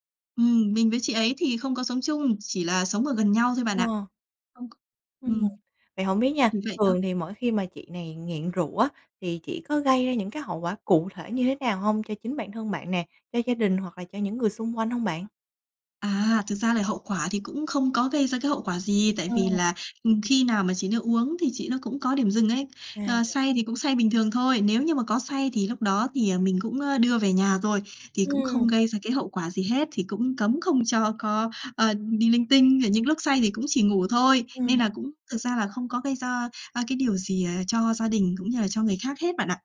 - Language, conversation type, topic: Vietnamese, advice, Bạn đang cảm thấy căng thẳng như thế nào khi có người thân nghiện rượu hoặc chất kích thích?
- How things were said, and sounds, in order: tapping; unintelligible speech